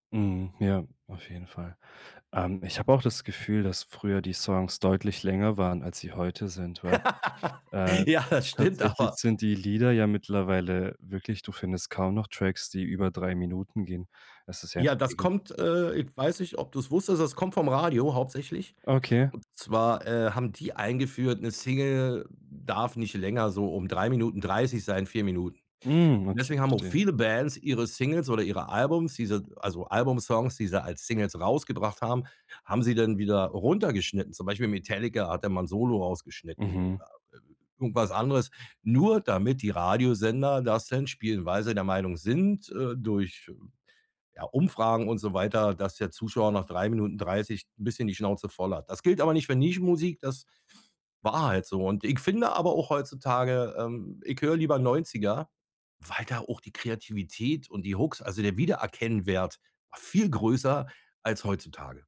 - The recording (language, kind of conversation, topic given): German, podcast, Wie verändert TikTok die Musik- und Popkultur aktuell?
- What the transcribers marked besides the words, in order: laugh; unintelligible speech; other noise; "Wiedererkennungswert" said as "Wiedererkennwert"